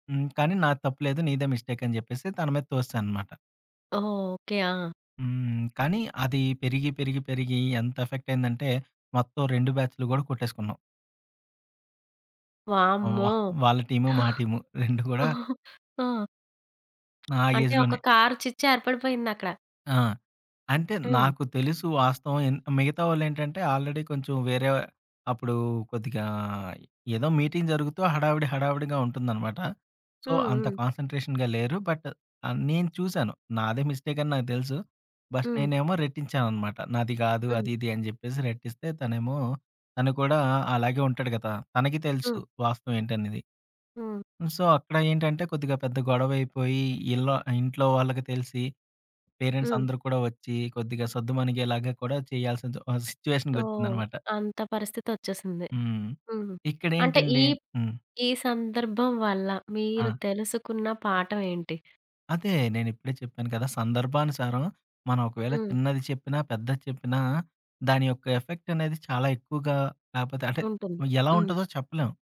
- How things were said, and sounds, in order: in English: "మిస్టేక్"; in English: "ఎఫెక్ట్"; tapping; giggle; in English: "ఆల్రెడీ"; in English: "మీటింగ్"; in English: "సో"; in English: "కాన్సంట్రేషన్‌గా"; in English: "బట్"; in English: "బట్"; in English: "సో"; in English: "పేరెంట్స్"; in English: "ఎఫెక్ట్"
- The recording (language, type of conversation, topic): Telugu, podcast, చిన్న అబద్ధాల గురించి నీ అభిప్రాయం ఏంటి?